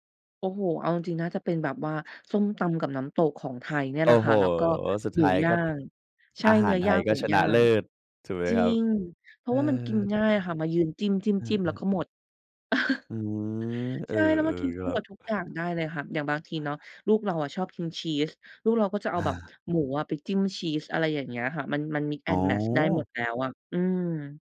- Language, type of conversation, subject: Thai, podcast, เคยจัดปาร์ตี้อาหารแบบแชร์จานแล้วเกิดอะไรขึ้นบ้าง?
- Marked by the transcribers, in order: chuckle; in English: "mix and match"